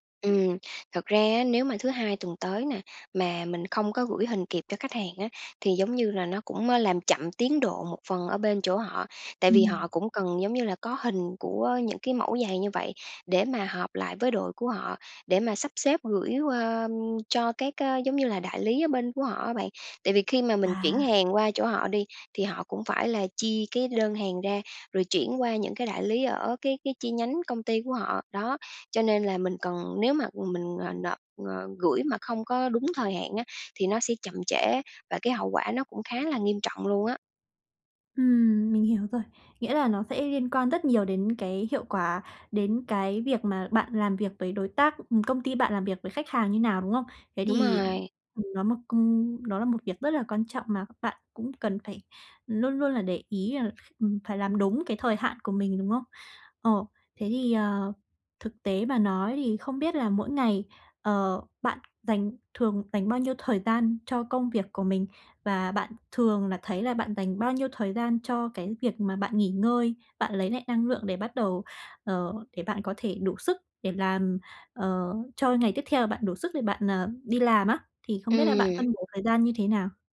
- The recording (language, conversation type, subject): Vietnamese, advice, Làm sao tôi ưu tiên các nhiệm vụ quan trọng khi có quá nhiều việc cần làm?
- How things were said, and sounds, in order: tapping